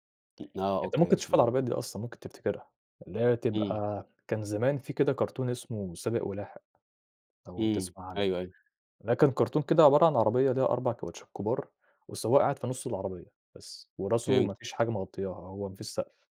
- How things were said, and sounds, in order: none
- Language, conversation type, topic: Arabic, podcast, لو حد حب يجرب هوايتك، تنصحه يعمل إيه؟